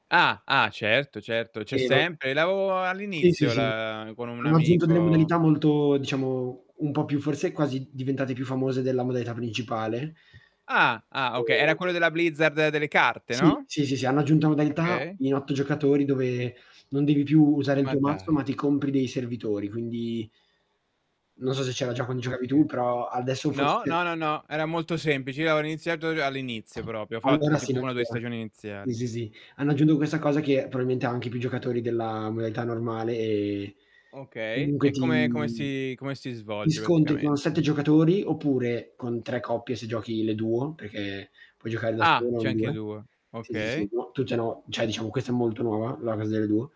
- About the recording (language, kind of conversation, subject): Italian, unstructured, Qual è il tuo hobby preferito e perché ti piace così tanto?
- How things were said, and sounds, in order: static; distorted speech; "proprio" said as "propio"; tapping; "Sì" said as "ì"; "probabilmente" said as "proailmente"; drawn out: "ti"; other background noise; "cioè" said as "ceh"